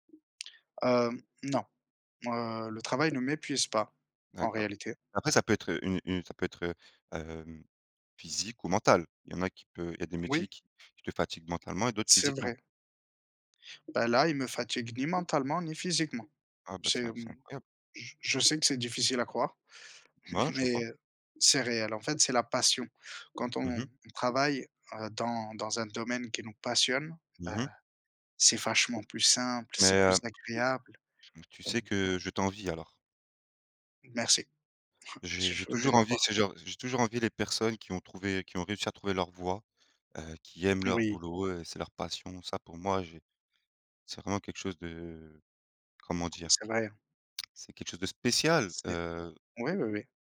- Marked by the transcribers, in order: tapping; chuckle; chuckle; lip smack; other background noise; stressed: "spécial"
- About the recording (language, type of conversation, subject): French, unstructured, Qu’est-ce qui te rend triste dans ta vie professionnelle ?